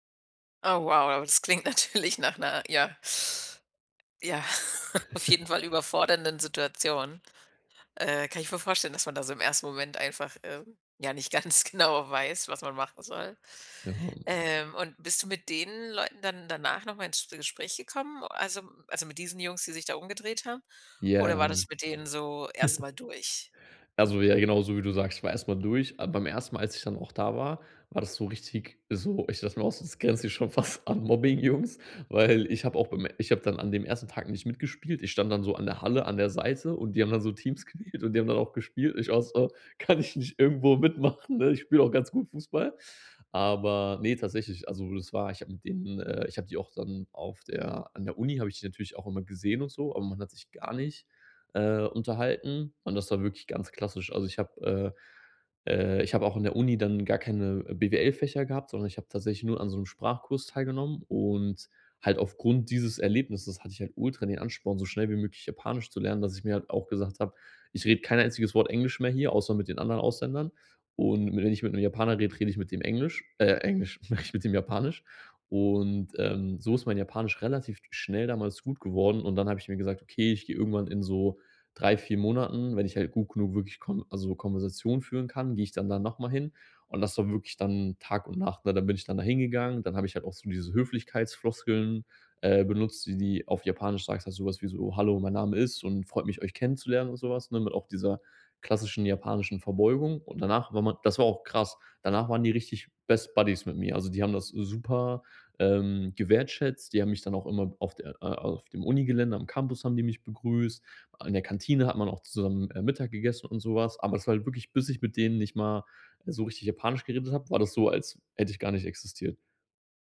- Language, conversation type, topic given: German, podcast, Was war deine bedeutendste Begegnung mit Einheimischen?
- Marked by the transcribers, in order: laughing while speaking: "aber das klingt natürlich"; laughing while speaking: "ja, auf jeden Fall"; chuckle; laughing while speaking: "nicht ganz genau weiß"; unintelligible speech; chuckle; laughing while speaking: "das grenzt hier schon fast an Mobbing, Jungs"; laughing while speaking: "Kann ich nicht irgendwo mitmachen, ne? Ich spiele auch ganz gut Fußball"; laughing while speaking: "Englisch, rede"; "wertgeschätzt" said as "gewertschätzt"